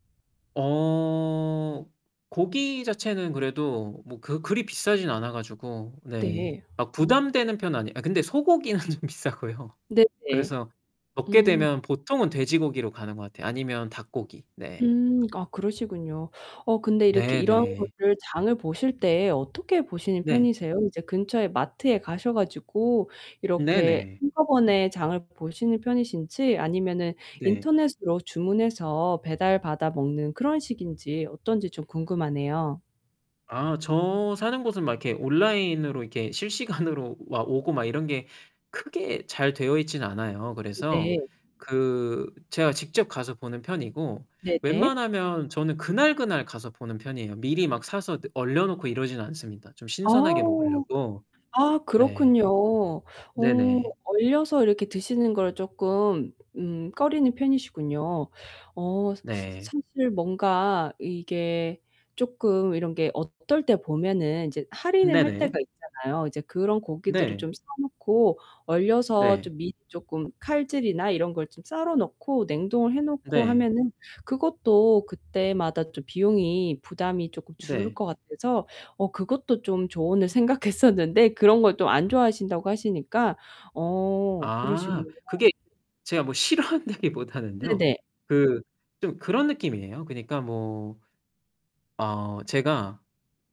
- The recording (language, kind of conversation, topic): Korean, advice, 식비를 절약하면서도 건강하게 먹기 어려운 이유는 무엇인가요?
- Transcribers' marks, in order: distorted speech; laughing while speaking: "소고기는 좀 비싸고요"; laughing while speaking: "실시간으로"; static; laughing while speaking: "생각했었는데"; laughing while speaking: "싫어한다기보다는요"